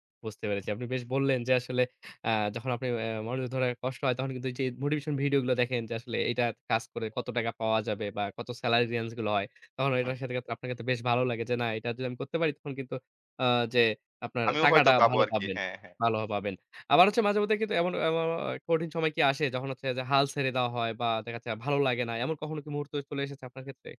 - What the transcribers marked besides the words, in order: none
- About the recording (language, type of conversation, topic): Bengali, podcast, আপনি নতুন কিছু শিখতে কীভাবে শুরু করেন?